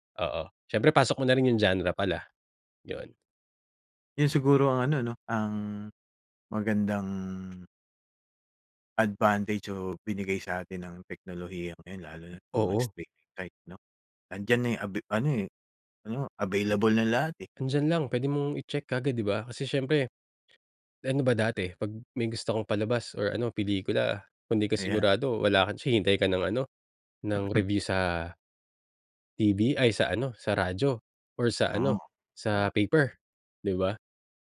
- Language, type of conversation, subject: Filipino, podcast, Paano ka pumipili ng mga palabas na papanoorin sa mga platapormang pang-estriming ngayon?
- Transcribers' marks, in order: in English: "genre"; other background noise